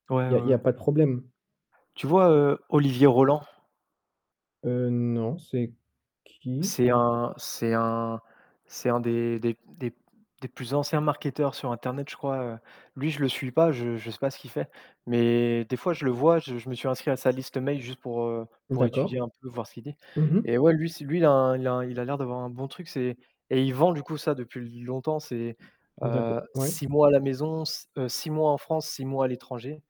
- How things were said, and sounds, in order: static; tapping
- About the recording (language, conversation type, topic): French, unstructured, Comment décidez-vous quels gadgets technologiques acheter ?